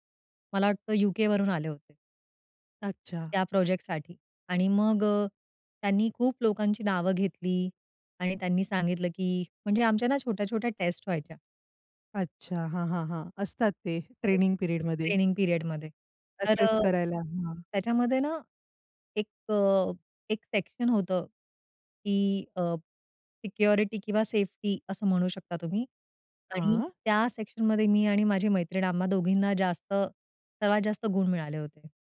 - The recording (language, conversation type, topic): Marathi, podcast, पहिली नोकरी तुम्हाला कशी मिळाली आणि त्याचा अनुभव कसा होता?
- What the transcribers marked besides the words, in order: unintelligible speech; other noise; in English: "पिरियडमध्ये"; in English: "पिरियडमध्ये"; in English: "असेस"